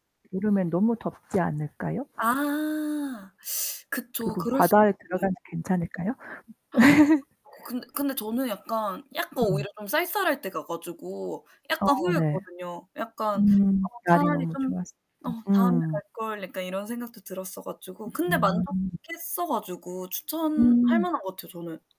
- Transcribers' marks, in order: other background noise; distorted speech; gasp; laugh
- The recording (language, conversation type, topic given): Korean, unstructured, 가장 인상 깊었던 여행 추억은 무엇인가요?